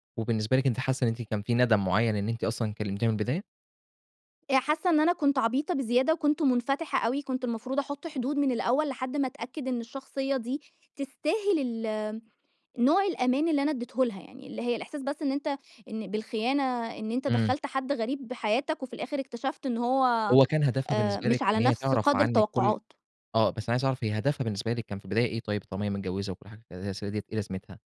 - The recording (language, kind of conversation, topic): Arabic, podcast, إزاي بتبدأ كلام مع ناس متعرفهمش؟
- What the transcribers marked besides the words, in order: unintelligible speech; tapping